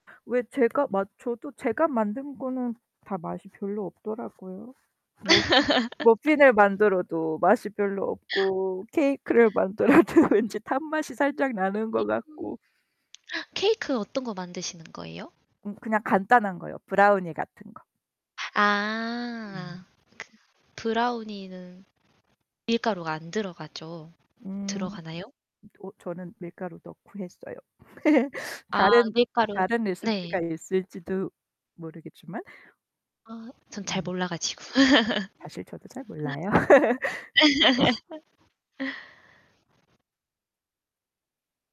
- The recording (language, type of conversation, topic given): Korean, unstructured, 커피와 차 중 어떤 음료를 더 선호하시나요?
- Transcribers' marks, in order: distorted speech; laughing while speaking: "뭐"; laugh; gasp; laughing while speaking: "만들어도"; static; laugh; laugh